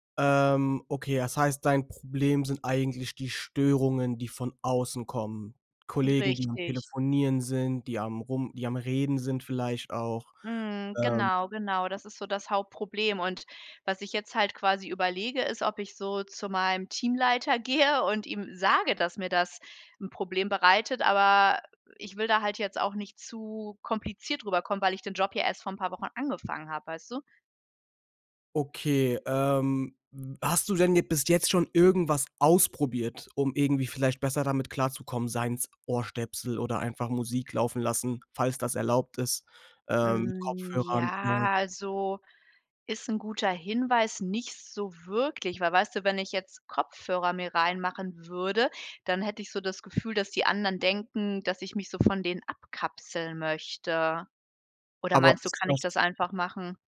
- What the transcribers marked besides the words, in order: laughing while speaking: "gehe"; drawn out: "Hm, ja"; unintelligible speech
- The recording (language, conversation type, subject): German, advice, Wie kann ich in einem geschäftigen Büro ungestörte Zeit zum konzentrierten Arbeiten finden?